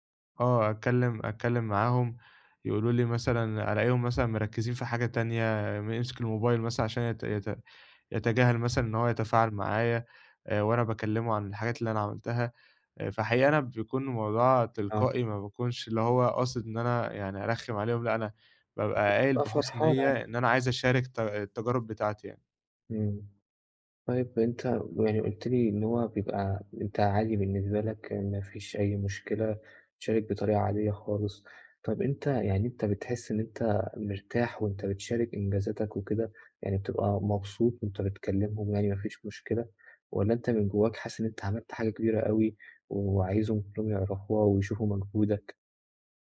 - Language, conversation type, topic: Arabic, advice, عرض الإنجازات بدون تباهٍ
- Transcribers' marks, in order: none